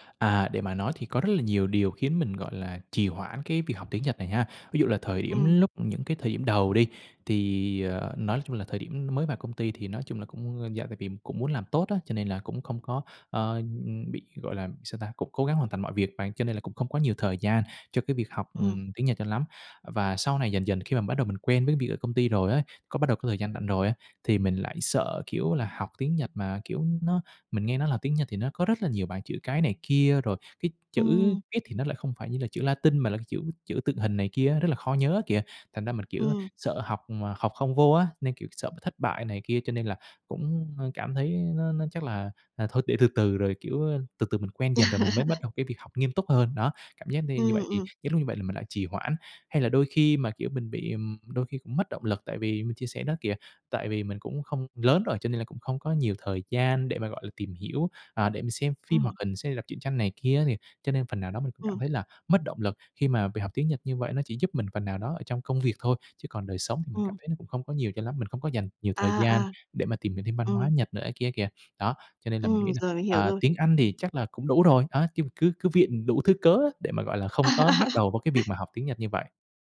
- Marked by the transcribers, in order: tapping; laugh; laugh; other background noise
- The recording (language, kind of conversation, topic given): Vietnamese, advice, Làm sao để bắt đầu theo đuổi mục tiêu cá nhân khi tôi thường xuyên trì hoãn?
- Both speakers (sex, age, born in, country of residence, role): female, 30-34, Vietnam, Vietnam, advisor; male, 25-29, Vietnam, Vietnam, user